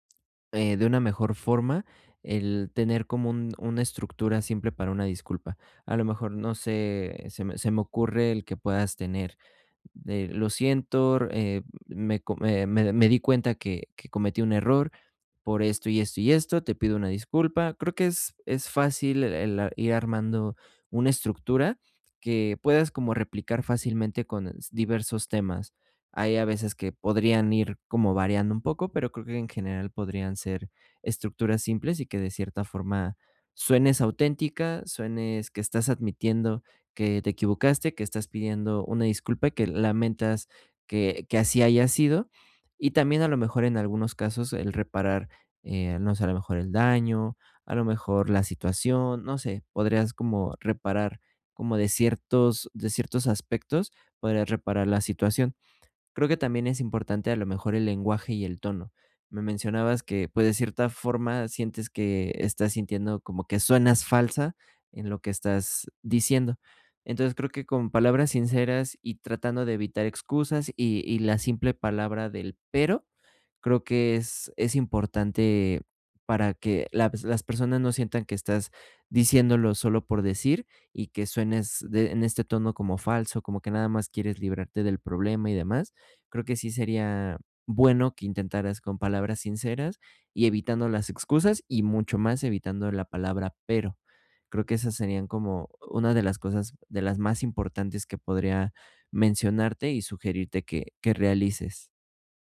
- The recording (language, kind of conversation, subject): Spanish, advice, ¿Cómo puedo pedir disculpas con autenticidad sin sonar falso ni defensivo?
- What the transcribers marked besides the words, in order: none